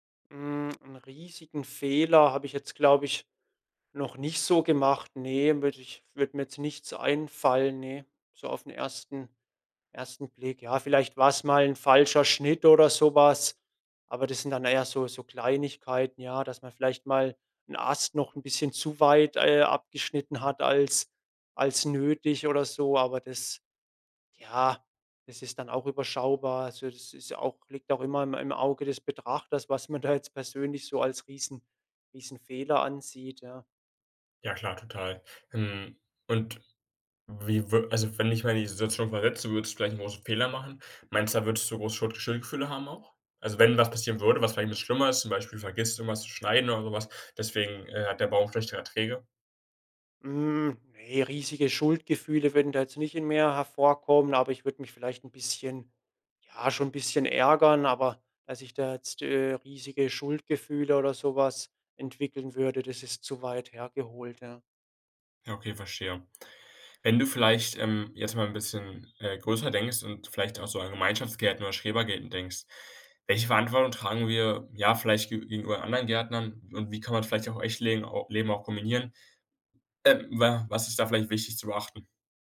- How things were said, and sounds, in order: laughing while speaking: "da"
- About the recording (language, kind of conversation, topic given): German, podcast, Was kann uns ein Garten über Verantwortung beibringen?